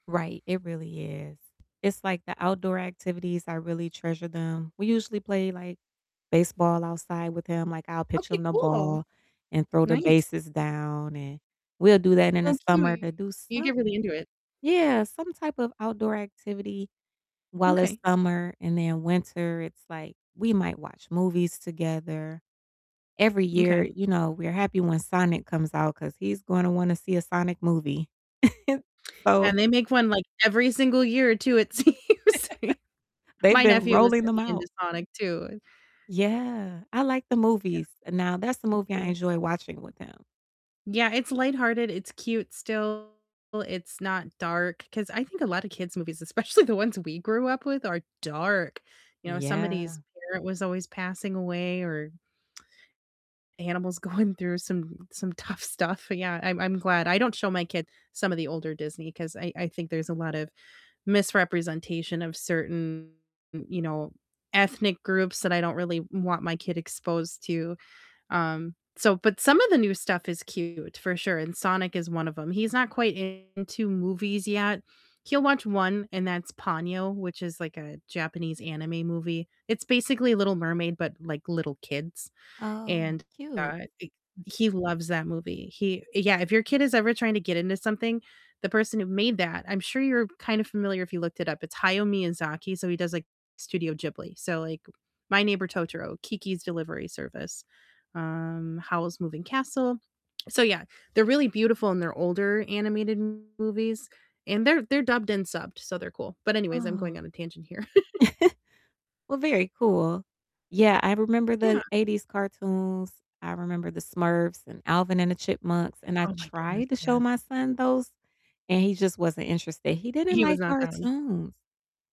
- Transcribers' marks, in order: other background noise; static; distorted speech; chuckle; chuckle; laughing while speaking: "seems"; laughing while speaking: "especially"; laughing while speaking: "going"; tapping; chuckle
- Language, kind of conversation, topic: English, unstructured, What traditions bring your family the most joy?